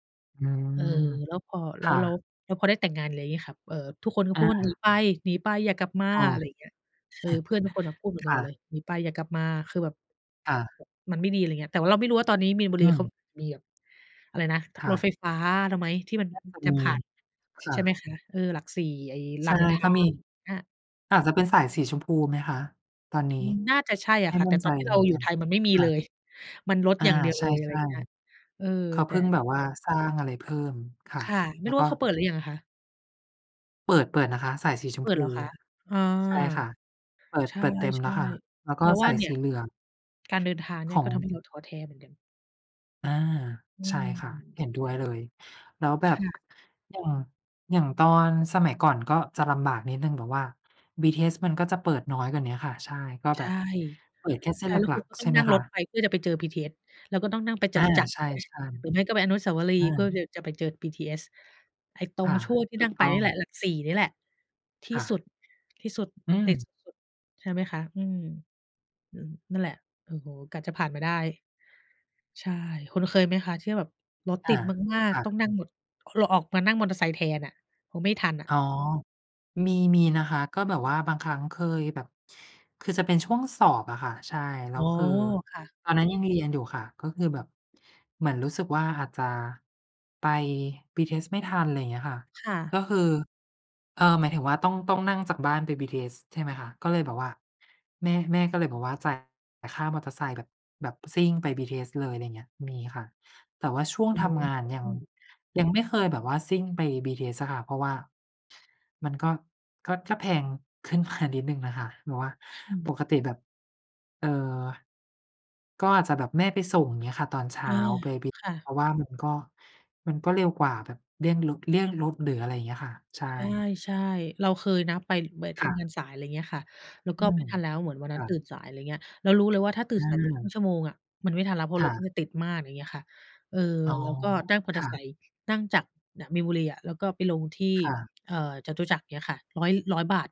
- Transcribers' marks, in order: other background noise; laugh; tapping; laughing while speaking: "ขึ้นมา"
- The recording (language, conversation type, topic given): Thai, unstructured, คุณเคยรู้สึกท้อแท้กับงานไหม และจัดการกับความรู้สึกนั้นอย่างไร?